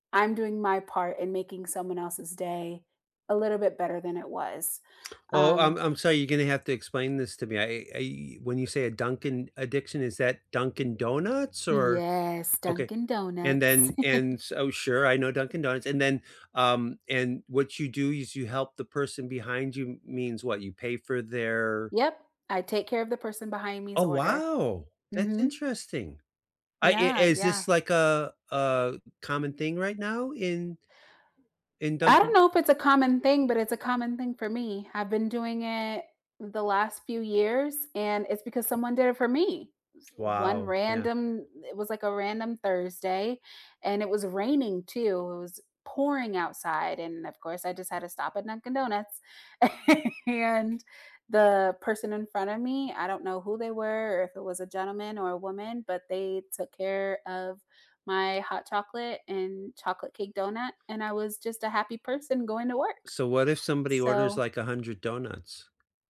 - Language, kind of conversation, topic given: English, unstructured, What does kindness mean to you in everyday life?
- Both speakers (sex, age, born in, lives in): female, 30-34, United States, United States; male, 60-64, United States, United States
- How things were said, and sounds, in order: chuckle; tapping; other background noise; chuckle